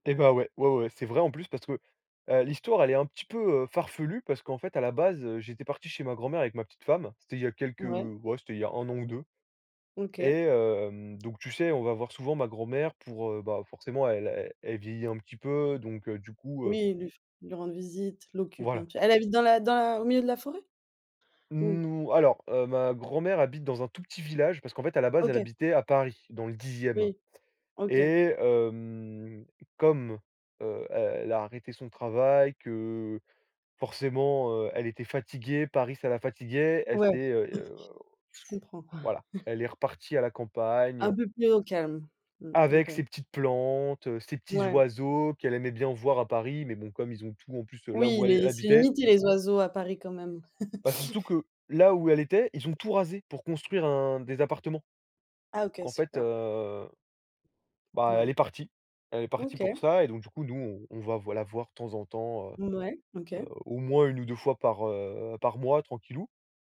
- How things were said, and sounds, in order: drawn out: "hem"; chuckle; other background noise; chuckle; chuckle; tapping
- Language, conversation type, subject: French, podcast, Peux-tu me raconter une fois où tu t’es perdu(e) ?